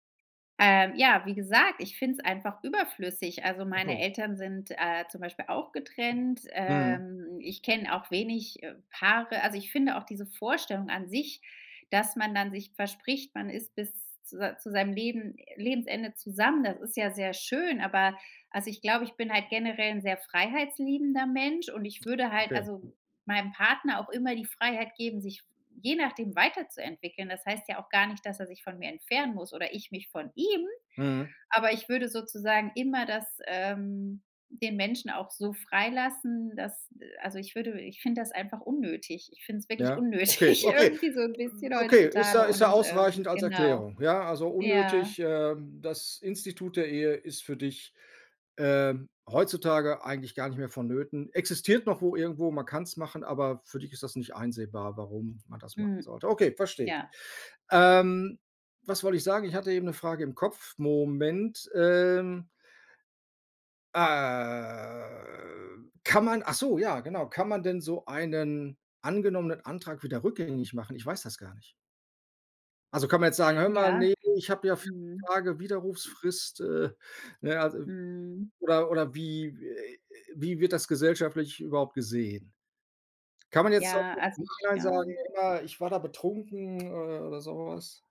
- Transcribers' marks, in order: unintelligible speech; other background noise; stressed: "sehr schön"; stressed: "ihm"; laughing while speaking: "unnötig irgendwie"; joyful: "so 'n bisschen heutzutage"; drawn out: "ah"
- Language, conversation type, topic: German, advice, Zweifel bei Heirat trotz langer Beziehung